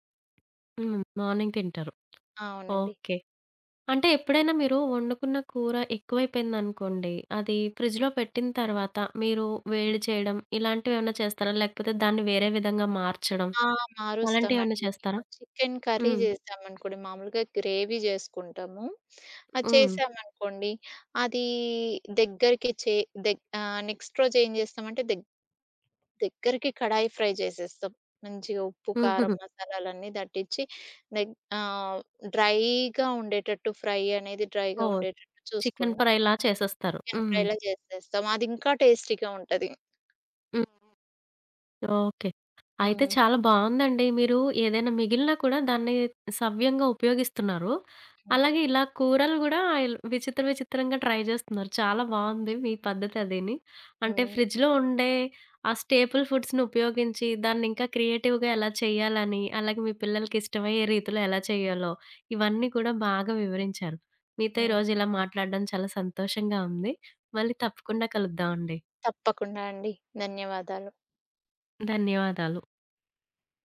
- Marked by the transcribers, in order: tapping; in English: "మార్నింగ్"; other background noise; in English: "ఫ్రిడ్జ్‌లో"; in English: "కర్రీ"; in English: "గ్రేవీ"; in English: "నెక్స్ట్"; in English: "ఫ్రై"; in English: "డ్రైగా"; in English: "ఫ్రై"; in English: "డ్రైగా"; in English: "ఫ్రై‌లా"; in English: "ఫ్రైలా"; in English: "టేస్టీగా"; in English: "ట్రై"; in English: "ఫ్రిడ్జ్‌లో"; in English: "స్టేపుల్ ఫుడ్స్‌నుపయోగించి"; in English: "క్రియేటివ్‌గా"
- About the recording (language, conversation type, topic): Telugu, podcast, ఫ్రిజ్‌లో ఉండే సాధారణ పదార్థాలతో మీరు ఏ సౌఖ్యాహారం తయారు చేస్తారు?